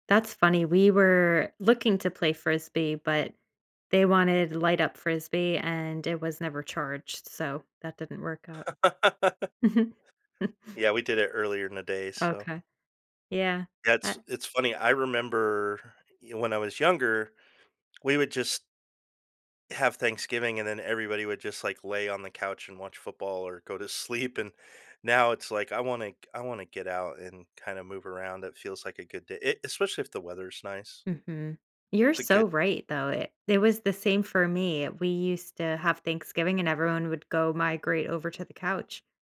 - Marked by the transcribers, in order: laugh; chuckle; sniff; tongue click; laughing while speaking: "sleep"
- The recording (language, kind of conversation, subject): English, unstructured, How can I motivate myself on days I have no energy?